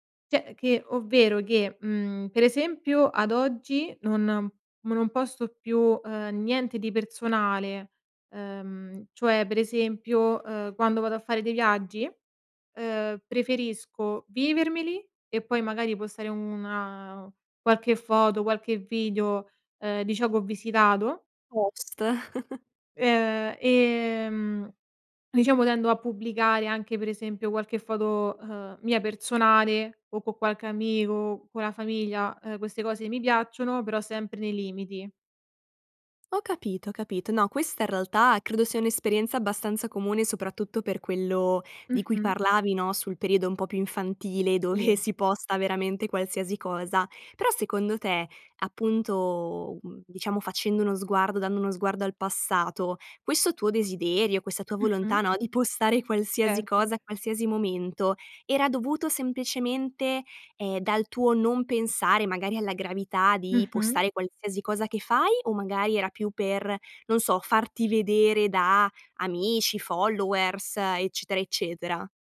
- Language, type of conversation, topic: Italian, podcast, Cosa condividi e cosa non condividi sui social?
- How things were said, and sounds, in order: "Cioè" said as "ceh"; in English: "Post"; chuckle; in English: "followers"